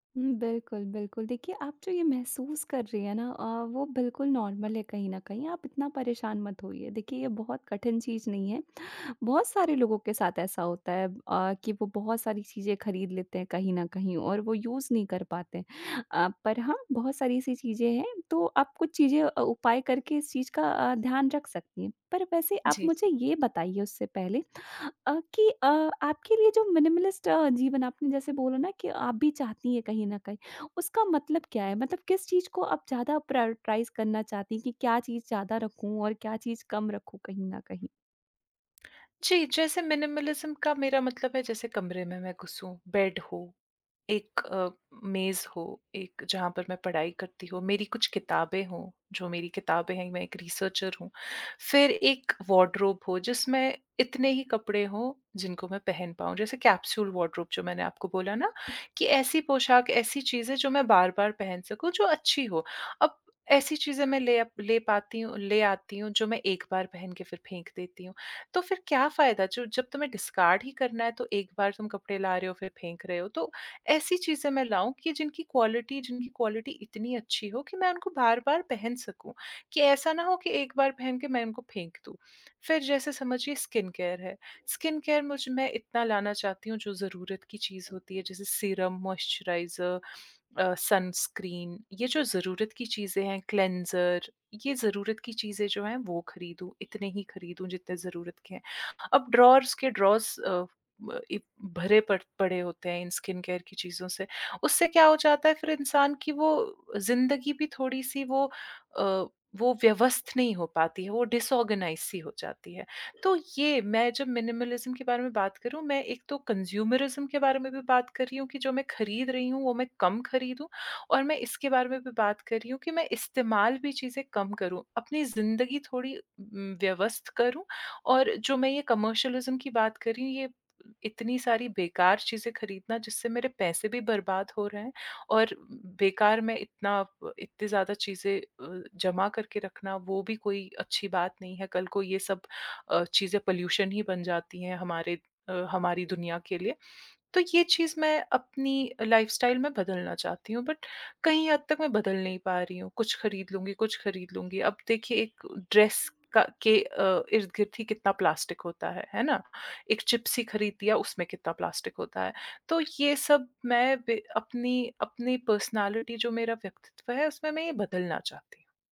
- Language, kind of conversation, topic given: Hindi, advice, मिनिमलिस्ट जीवन अपनाने की इच्छा होने पर भी आप शुरुआत क्यों नहीं कर पा रहे हैं?
- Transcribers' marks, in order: in English: "नॉर्मल"; in English: "यूज़"; in English: "मिनिमलिस्ट"; in English: "प्रायॉरिटाइज़"; other background noise; in English: "मिनिमलिज़्म"; in English: "बेड"; in English: "रीसर्चर"; in English: "वार्डरोब"; in English: "कैप्सूल वार्डरोब"; tapping; in English: "डिस्कार्ड"; in English: "क्वालिटी"; in English: "क्वालिटी"; in English: "स्किन केयर"; in English: "स्किन केयर"; in English: "ड्रावर्स"; in English: "ड्रावर्स"; in English: "स्किन केयर"; in English: "डिसऑर्गनाइज़्ड"; in English: "मिनिमलिज़्म"; in English: "कंज़्यूमरिज़्म"; in English: "कमर्शियलिज़्म"; in English: "पॉल्यूशन"; in English: "लाइफ़स्टाइल"; in English: "बट"; in English: "ड्रेस"; in English: "पर्सनैलिटी"